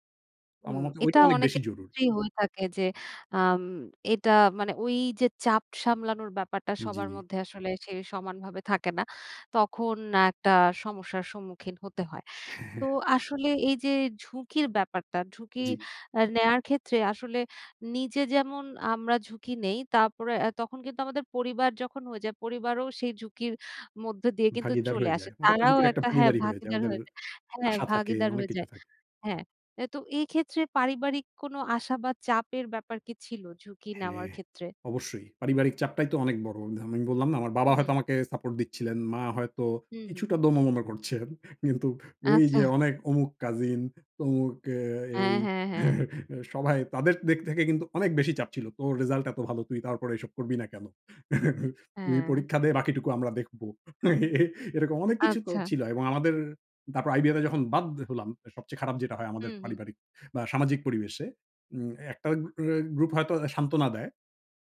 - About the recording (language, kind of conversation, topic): Bengali, podcast, আপনার মতে কখন ঝুঁকি নেওয়া উচিত, এবং কেন?
- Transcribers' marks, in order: chuckle; laughing while speaking: "করছেন। কিন্তু ওইযে অনেক অমুক কাজিন তমুক এ এই"; chuckle; chuckle; chuckle; laughing while speaking: "এ এরকম"